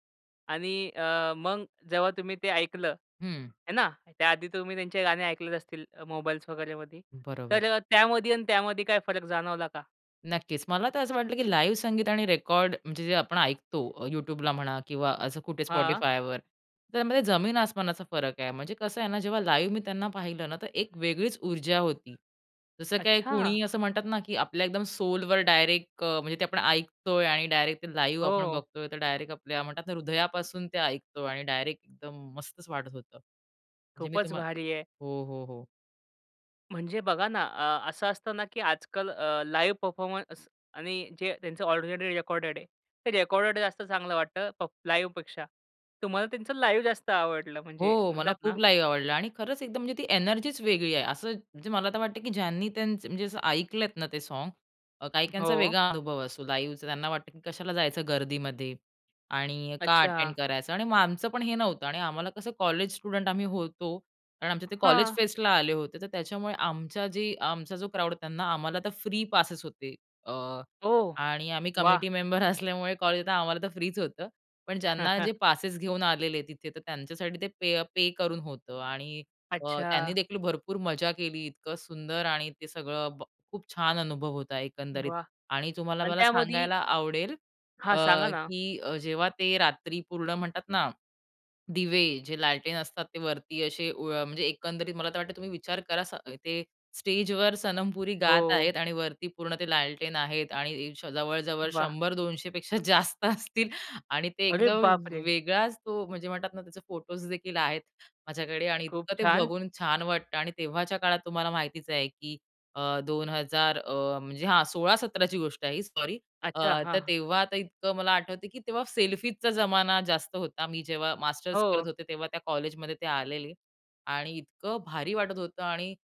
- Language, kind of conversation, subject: Marathi, podcast, तुम्हाला कोणती थेट सादरीकरणाची आठवण नेहमी लक्षात राहिली आहे?
- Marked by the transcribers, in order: in English: "लाईव्ह"; in English: "लाईव्ह"; in English: "सोलवर डायरेक्ट"; in English: "लाईव्ह"; in English: "लाइव परफॉर्मन्स"; in English: "लाईव्हपेक्षा"; in English: "लाईव्ह"; in English: "लाईव्हचा"; in English: "अटेंड"; in English: "स्टुडंट"; in English: "फेस्टला"; in English: "कमिटी"; chuckle; in English: "पे"; in English: "पे"; laughing while speaking: "जास्त असतील"